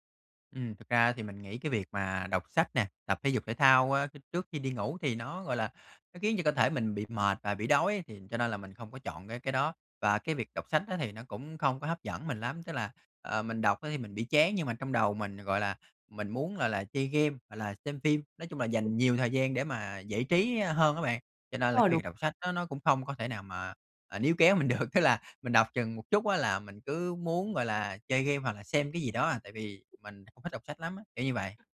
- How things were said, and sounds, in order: laughing while speaking: "được"
- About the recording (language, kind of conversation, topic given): Vietnamese, advice, Làm sao để cải thiện thói quen thức dậy đúng giờ mỗi ngày?